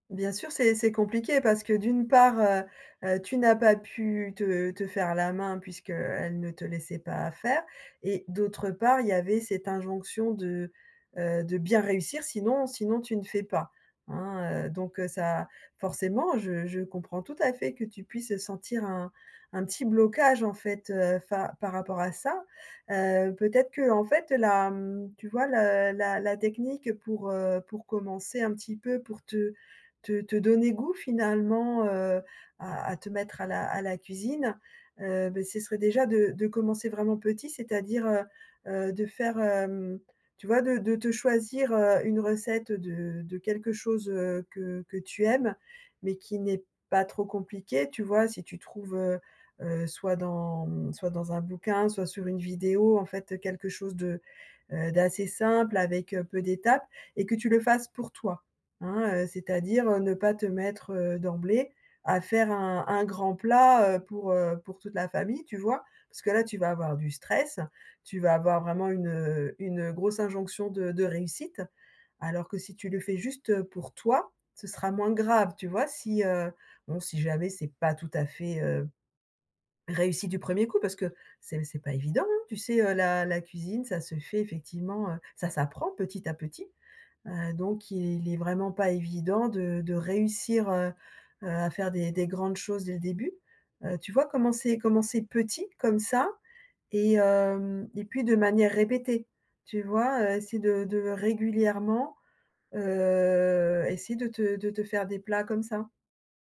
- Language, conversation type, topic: French, advice, Comment puis-je surmonter ma peur d’échouer en cuisine et commencer sans me sentir paralysé ?
- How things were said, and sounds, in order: stressed: "toi"